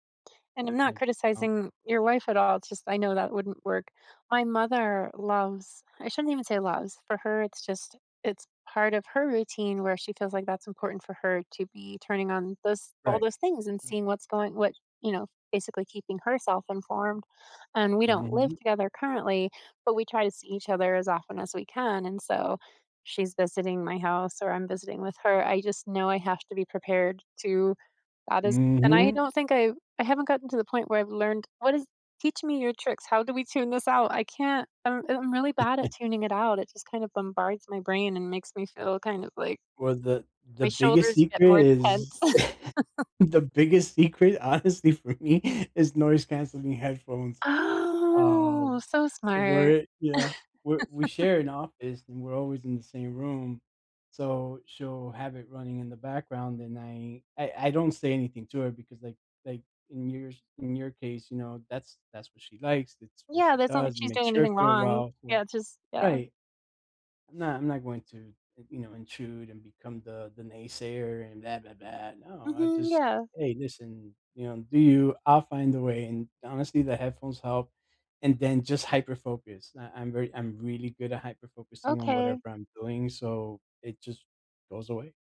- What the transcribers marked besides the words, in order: other background noise; tapping; chuckle; chuckle; laughing while speaking: "honestly for me"; chuckle; drawn out: "Oh"; chuckle
- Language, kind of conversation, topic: English, unstructured, What helps you stay informed on busy days and feel more connected with others?
- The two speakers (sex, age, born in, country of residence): female, 55-59, United States, United States; male, 40-44, United States, United States